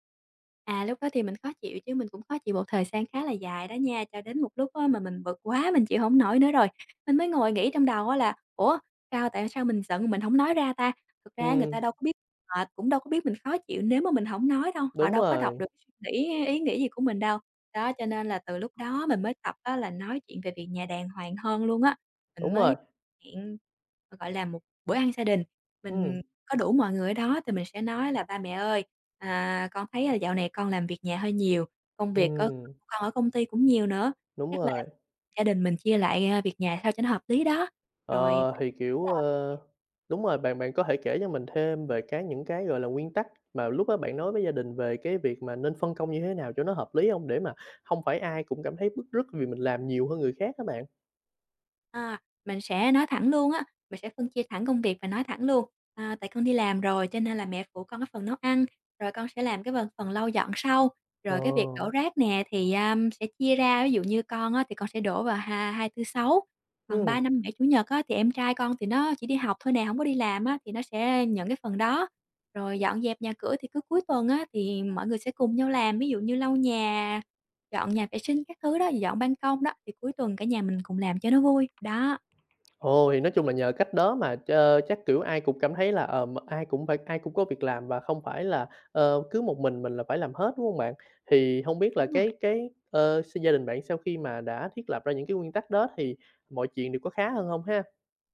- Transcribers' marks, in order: tapping; other background noise
- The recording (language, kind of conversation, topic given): Vietnamese, podcast, Làm sao bạn phân chia trách nhiệm làm việc nhà với người thân?